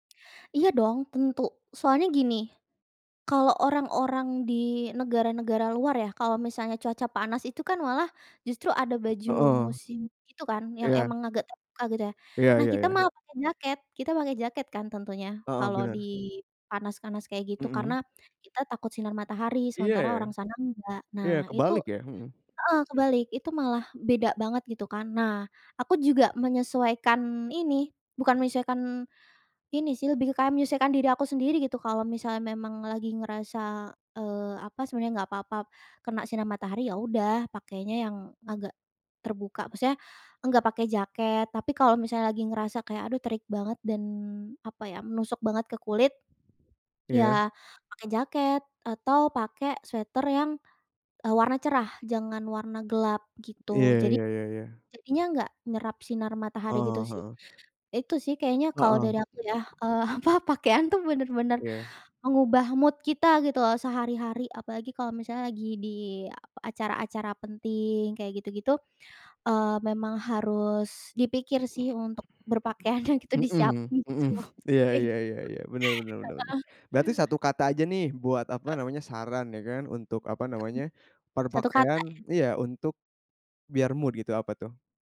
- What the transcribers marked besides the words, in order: tapping; other background noise; laughing while speaking: "apa"; in English: "mood"; laughing while speaking: "hmm"; laughing while speaking: "berpakaiannya gitu, disiapin gitu loh, kayak gitu"; in English: "mood"
- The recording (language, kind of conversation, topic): Indonesian, podcast, Bagaimana pakaian dapat mengubah suasana hati Anda sehari-hari?